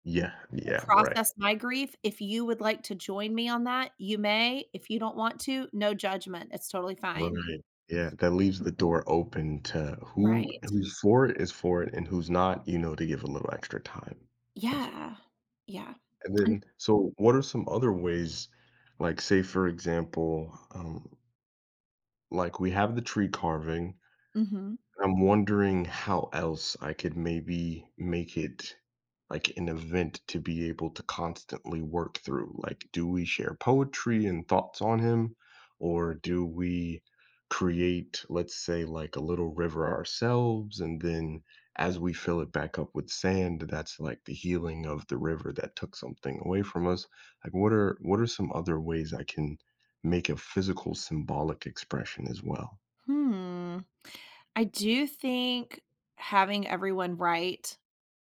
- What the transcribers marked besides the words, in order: other background noise; tapping
- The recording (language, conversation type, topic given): English, advice, How can I cope with the death of my sibling and find support?
- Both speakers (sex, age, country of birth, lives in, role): female, 40-44, United States, United States, advisor; male, 30-34, United States, United States, user